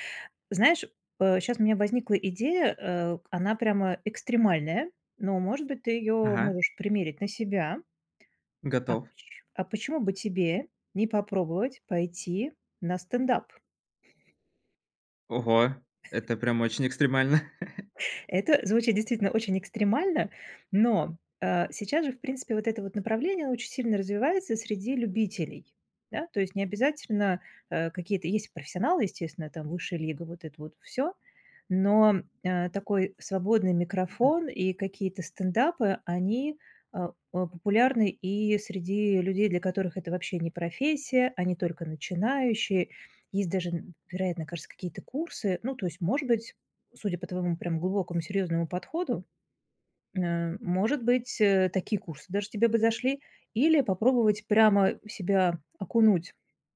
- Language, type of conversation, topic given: Russian, advice, Как мне ясно и кратко объяснять сложные идеи в группе?
- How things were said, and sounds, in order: chuckle; other background noise